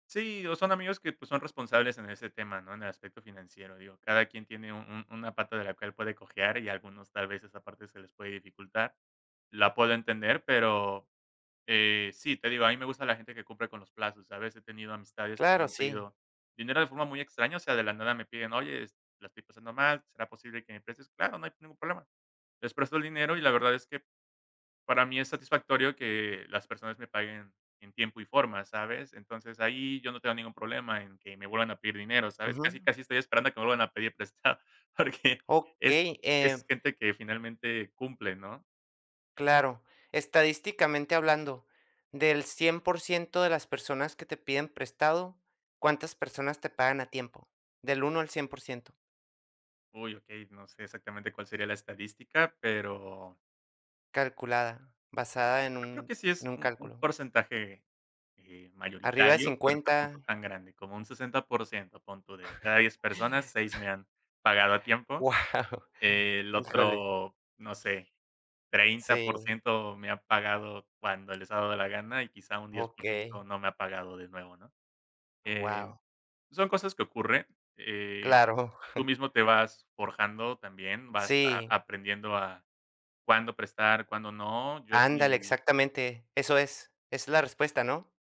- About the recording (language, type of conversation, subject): Spanish, podcast, ¿Cómo equilibrar el apoyo económico con tus límites personales?
- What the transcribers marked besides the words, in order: laughing while speaking: "porque"; tapping; chuckle; laughing while speaking: "Guau"; chuckle